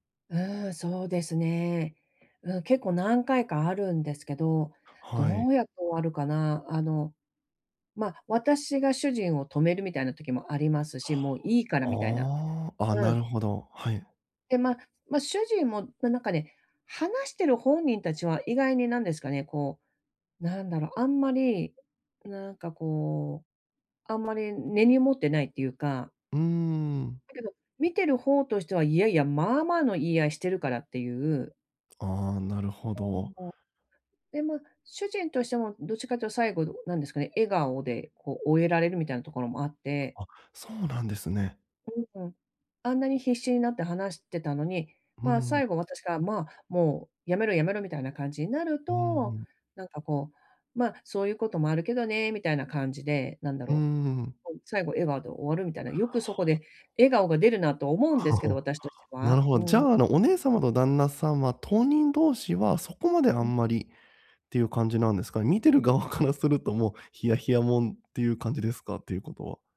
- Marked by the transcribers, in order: tapping; unintelligible speech; other background noise; chuckle; laughing while speaking: "側からすると"
- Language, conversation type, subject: Japanese, advice, 意見が食い違うとき、どうすれば平和的に解決できますか？